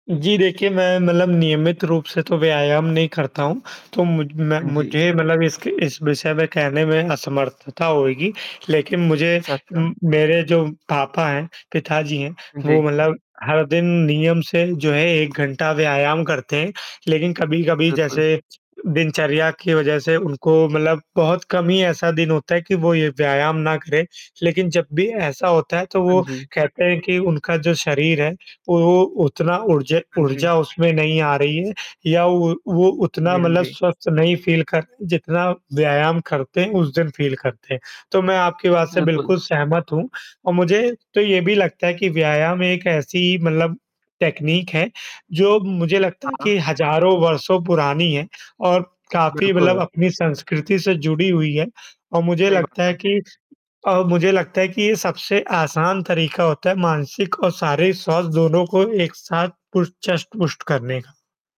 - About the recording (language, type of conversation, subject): Hindi, unstructured, व्यायाम तनाव कम करने में कैसे मदद करता है?
- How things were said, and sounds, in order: static; tapping; in English: "फ़ील"; in English: "फ़ील"; in English: "टेक्नीक"; distorted speech